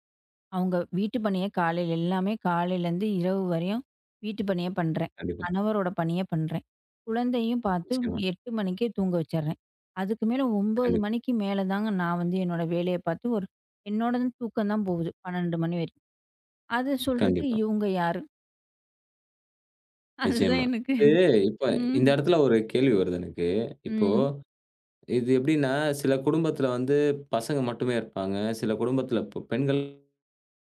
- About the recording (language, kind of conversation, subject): Tamil, podcast, வேலை இடத்தில் நீங்கள் பெற்ற பாத்திரம், வீட்டில் நீங்கள் நடந்துகொள்ளும் விதத்தை எப்படி மாற்றுகிறது?
- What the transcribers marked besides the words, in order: grunt; laughing while speaking: "அது தான் எனக்கு ம்"; other noise